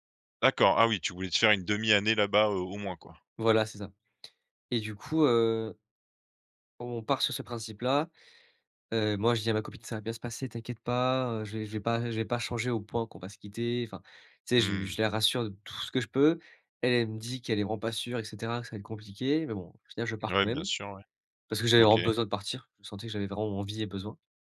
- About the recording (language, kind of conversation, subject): French, podcast, Peux-tu raconter une fois où une simple conversation a tout changé pour toi ?
- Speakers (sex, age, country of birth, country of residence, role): male, 20-24, France, France, guest; male, 30-34, France, France, host
- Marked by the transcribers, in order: tapping